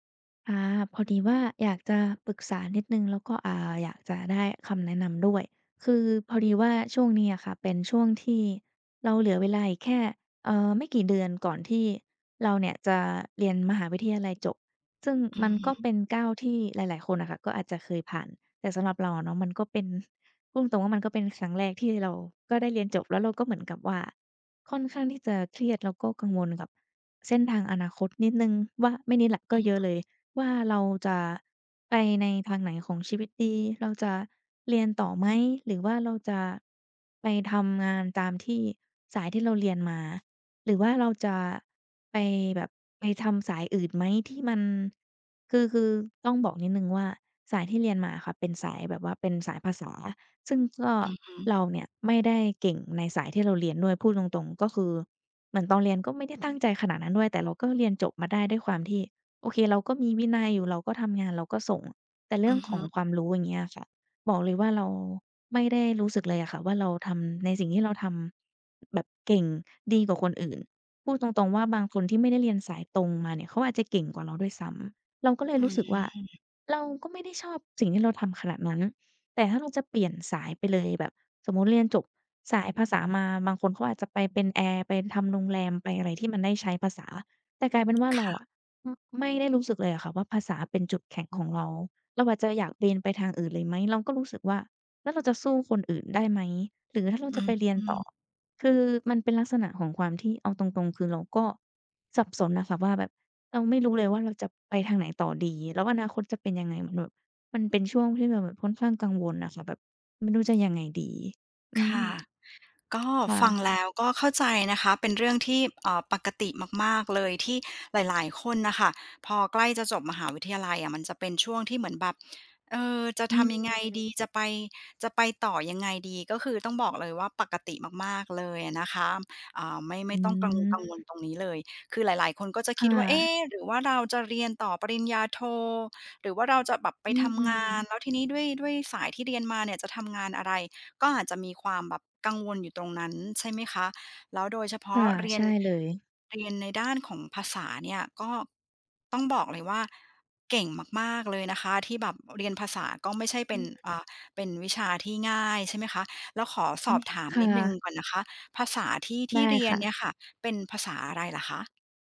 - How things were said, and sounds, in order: other background noise; tapping
- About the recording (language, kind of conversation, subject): Thai, advice, คุณรู้สึกอย่างไรเมื่อเครียดมากก่อนที่จะต้องเผชิญการเปลี่ยนแปลงครั้งใหญ่ในชีวิต?